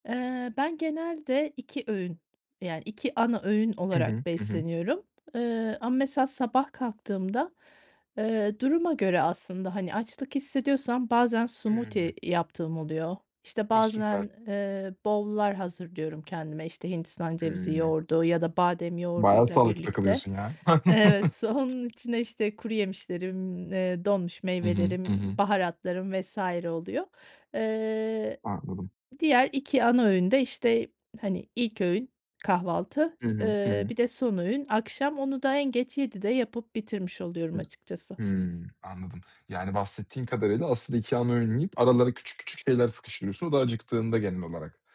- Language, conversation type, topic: Turkish, podcast, Beslenme alışkanlıklarını nasıl dengeliyorsun ve nelere dikkat ediyorsun?
- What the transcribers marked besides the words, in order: in English: "smoothie"; in English: "bowl'lar"; chuckle; other background noise